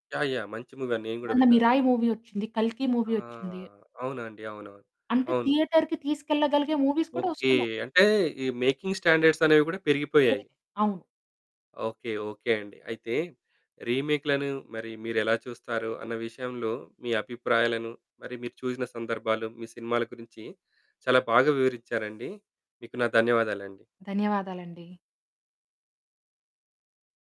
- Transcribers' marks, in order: in English: "మూవీ"; static; in English: "మూవీ"; in English: "మూవీ"; in English: "థియేటర్‌కి"; in English: "మూవీస్"; in English: "మేకింగ్ స్టాండర్డ్స్"; distorted speech; in English: "రీమేక్‌లను"; other background noise
- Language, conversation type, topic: Telugu, podcast, రీమేకుల గురించి మీ అభిప్రాయం ఏమిటి?